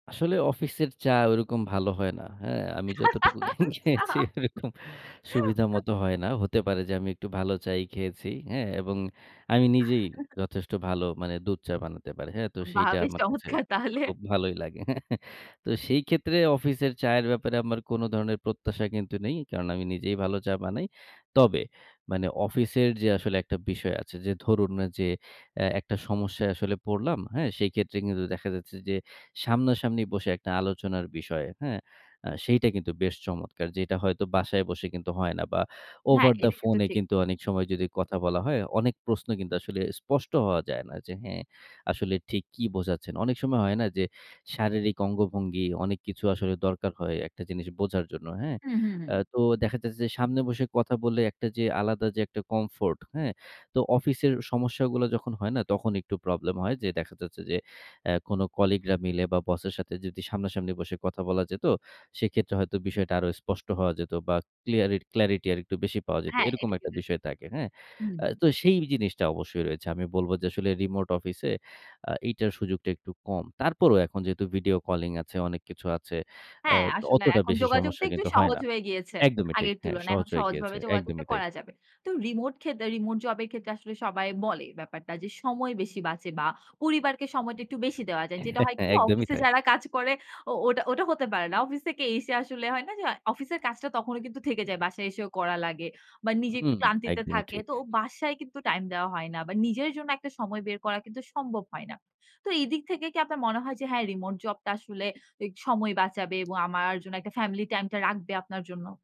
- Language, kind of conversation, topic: Bengali, podcast, রিমোটে কাজ আর অফিসে কাজ—তোমার অভিজ্ঞতা কী বলে?
- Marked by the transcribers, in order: laugh; laughing while speaking: "আচ্ছা"; laughing while speaking: "খে খেয়েছি, ওরকম"; laugh; chuckle; laughing while speaking: "বাহ! বেশ চমৎকার তাহলে"; chuckle; tapping; in English: "over the phone"; in English: "comfort"; in English: "clarity"; in English: "remote office"; in English: "remote job"; chuckle; in English: "remote job"; in English: "family time"